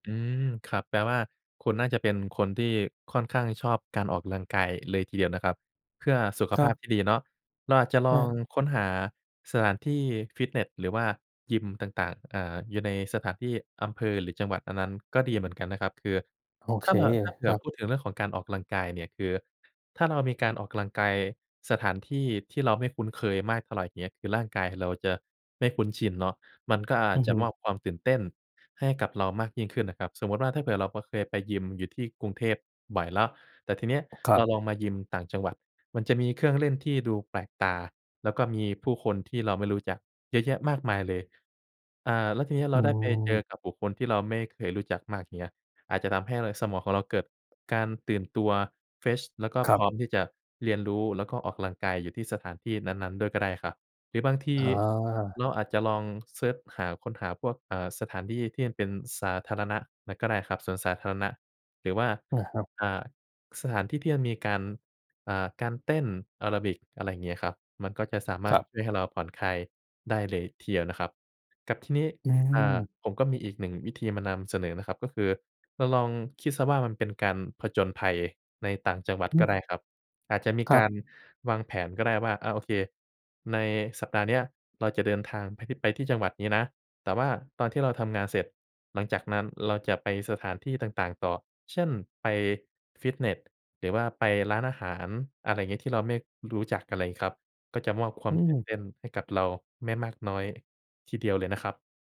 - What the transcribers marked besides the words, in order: other background noise; in English: "เฟรช"
- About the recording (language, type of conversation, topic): Thai, advice, คุณปรับตัวอย่างไรหลังย้ายบ้านหรือย้ายไปอยู่เมืองไกลจากบ้าน?